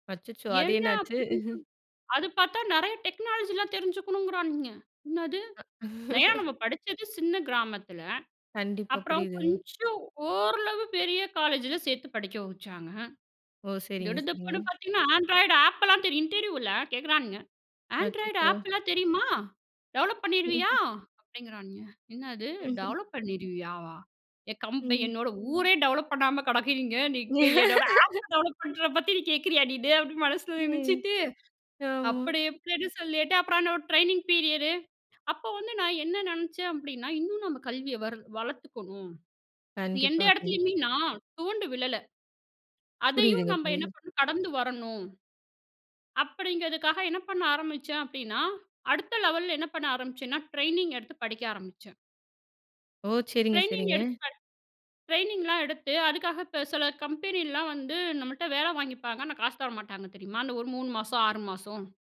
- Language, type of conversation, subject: Tamil, podcast, கல்வியைப் பற்றிய உங்கள் எண்ணத்தை மாற்றிய மிகப் பெரிய தருணம் எது?
- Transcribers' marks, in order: chuckle; in English: "டெக்னாலஜி"; laugh; in English: "ஆண்ட்ராய்டு ஆப்"; in English: "ஆண்ட்ராய்டு ஆப்"; in English: "ஆப் டெவலப்"; laugh